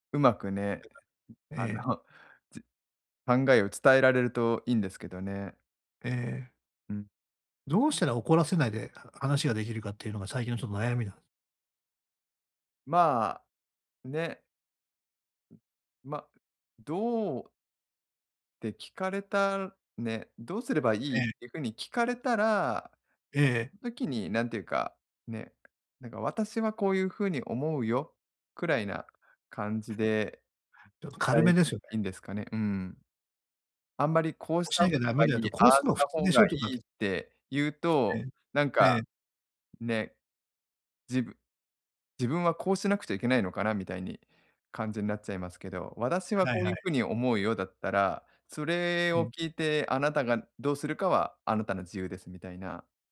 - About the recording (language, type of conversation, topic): Japanese, advice, 相手を尊重しながら自分の意見を上手に伝えるにはどうすればよいですか？
- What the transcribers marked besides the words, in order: unintelligible speech; tapping; unintelligible speech; other noise; other background noise